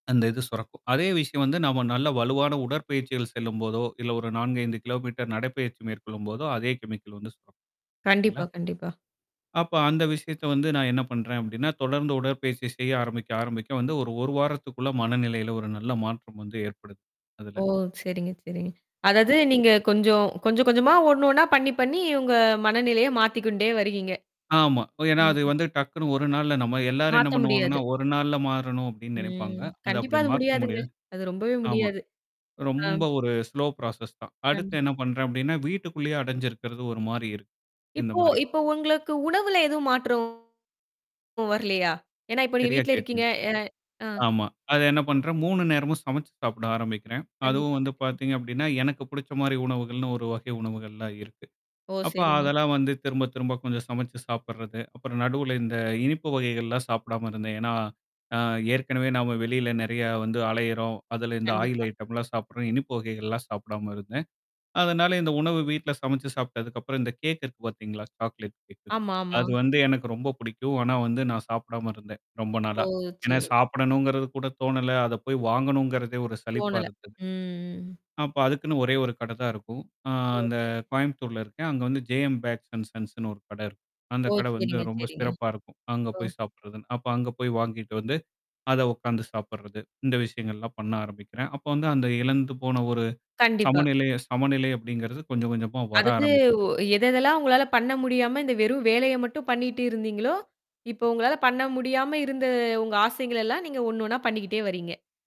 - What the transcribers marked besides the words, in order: in English: "கெமிக்கல்"; distorted speech; other background noise; other noise; static; drawn out: "ம்"; tapping; in English: "ஸ்லோ ப்ராசஸ்"; mechanical hum; in English: "ஆயில் ஐட்டம்லாம்"; drawn out: "ம்"
- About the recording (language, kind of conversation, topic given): Tamil, podcast, மனஅழுத்தத்தை சமாளிக்க தினமும் நீங்கள் பின்பற்றும் எந்த நடைமுறை உங்களுக்கு உதவுகிறது?